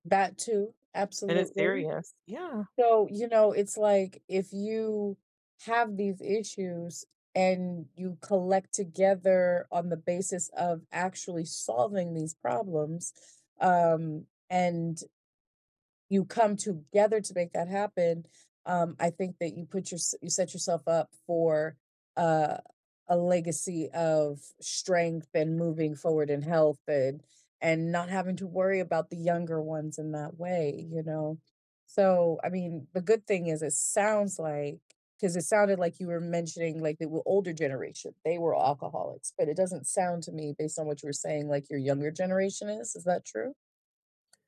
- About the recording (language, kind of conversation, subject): English, unstructured, How do families support each other during tough times?
- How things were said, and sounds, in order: tapping; other background noise